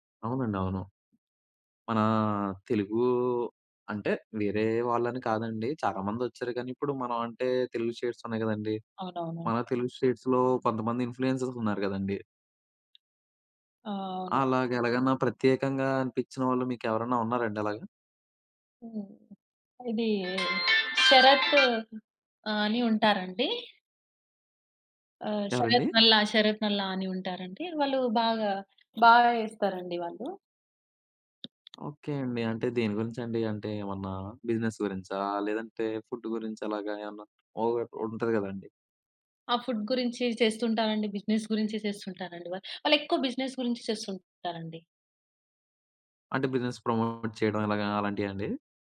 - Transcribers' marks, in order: in English: "స్టేట్స్"; in English: "స్టే‌ట్స్‌లో"; in English: "ఇన్‌ఫ్లూ‌యన్సర్స్"; tapping; alarm; in English: "బిజినెస్"; in English: "ఫుడ్"; in English: "ఫుడ్"; in English: "బిజినెస్"; in English: "బిజినెస్"; in English: "బిజినెస్ ప్రమోట్"
- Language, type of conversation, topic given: Telugu, podcast, మీరు సోషల్‌మీడియా ఇన్‌ఫ్లూఎన్సర్‌లను ఎందుకు అనుసరిస్తారు?